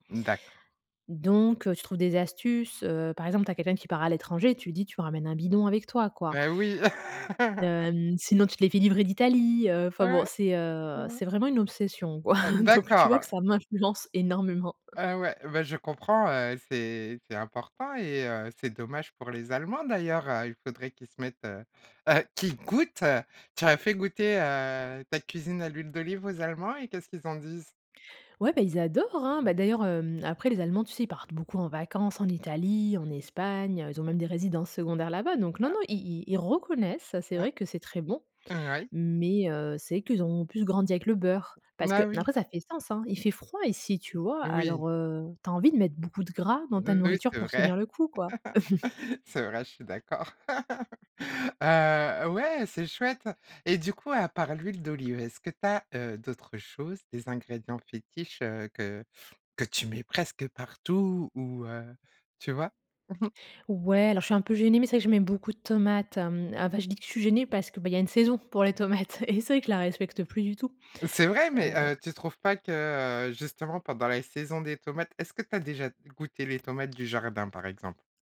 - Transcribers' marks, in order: laugh; other noise; chuckle; tapping; chuckle; laugh; chuckle; chuckle
- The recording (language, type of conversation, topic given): French, podcast, Comment la cuisine de ta région t’influence-t-elle ?